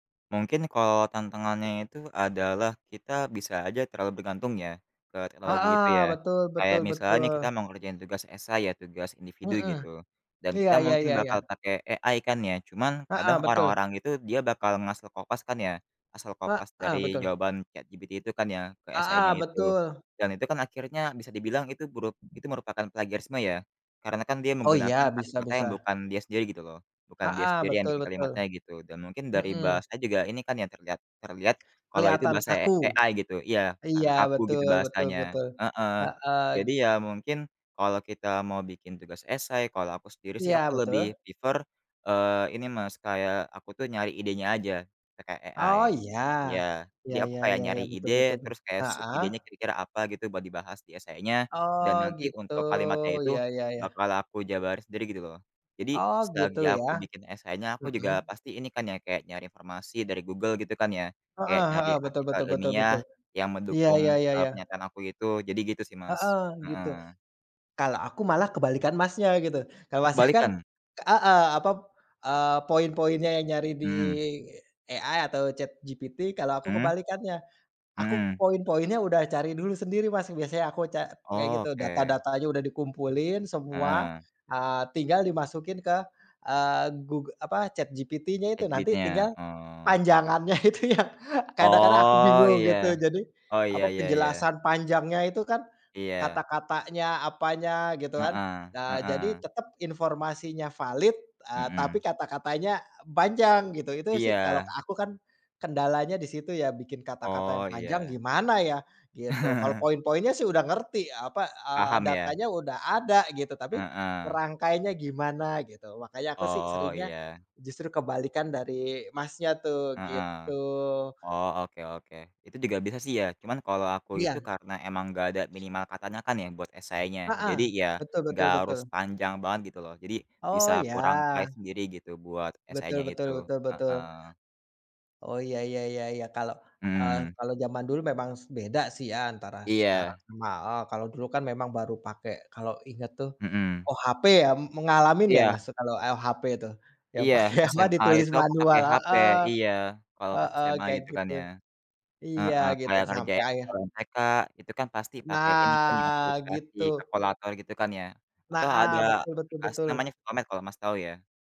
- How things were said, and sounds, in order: other background noise; in English: "AI"; in English: "AI"; in English: "prefer"; in English: "AI"; in English: "AI"; laughing while speaking: "itu yang"; drawn out: "Oh"; laugh; tapping; laughing while speaking: "pakai apa"; drawn out: "Nah"
- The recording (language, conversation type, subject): Indonesian, unstructured, Bagaimana teknologi dapat membuat belajar menjadi pengalaman yang menyenangkan?